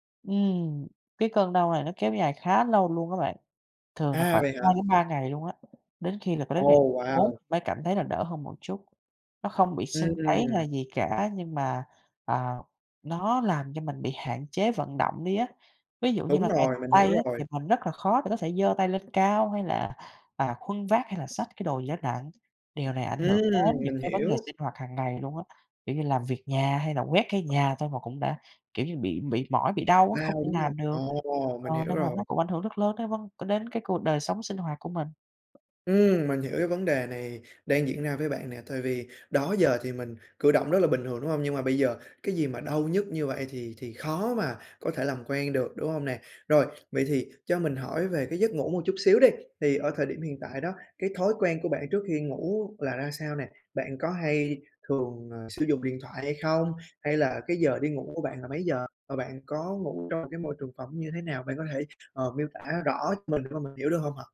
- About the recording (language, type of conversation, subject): Vietnamese, advice, Làm sao để giảm đau nhức cơ sau tập luyện và ngủ sâu hơn để phục hồi?
- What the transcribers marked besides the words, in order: tapping; other background noise; unintelligible speech